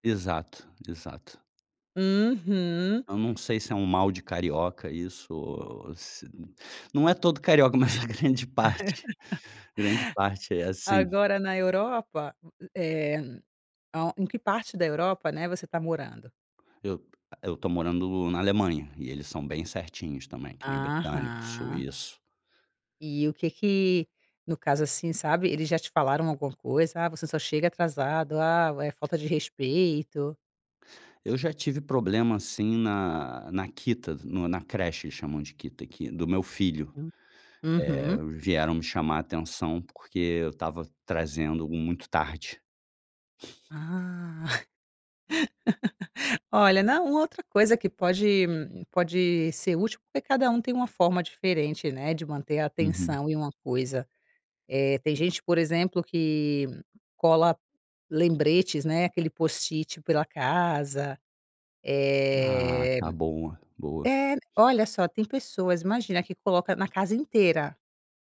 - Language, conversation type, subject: Portuguese, advice, Por que estou sempre atrasado para compromissos importantes?
- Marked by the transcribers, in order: laugh; tapping; in German: "Kita"; in German: "Kita"; chuckle; laugh